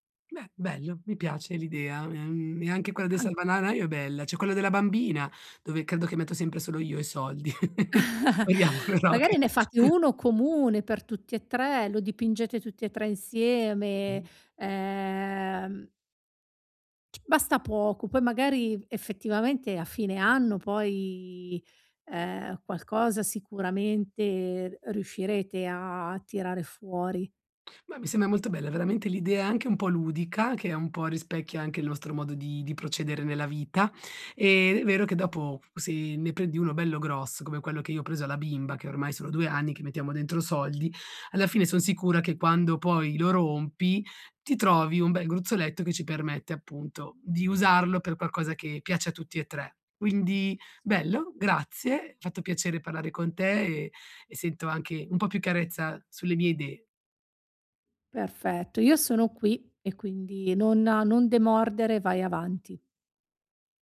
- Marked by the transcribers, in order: "salvadanaio" said as "salvananaio"; chuckle; unintelligible speech; chuckle; "sembra" said as "semba"
- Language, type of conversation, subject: Italian, advice, Come posso parlare di soldi con la mia famiglia?